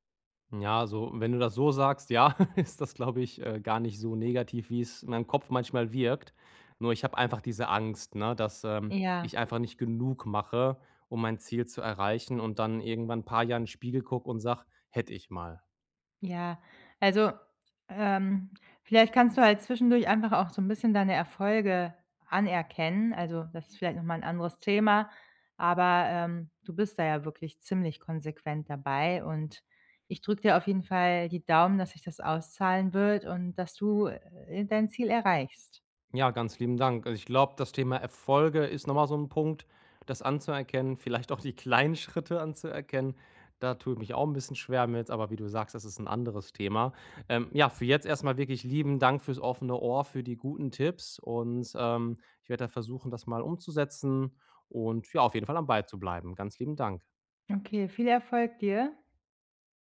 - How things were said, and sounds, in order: laugh; laughing while speaking: "vielleicht auch die kleinen"
- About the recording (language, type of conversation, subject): German, advice, Wie kann ich beim Training langfristig motiviert bleiben?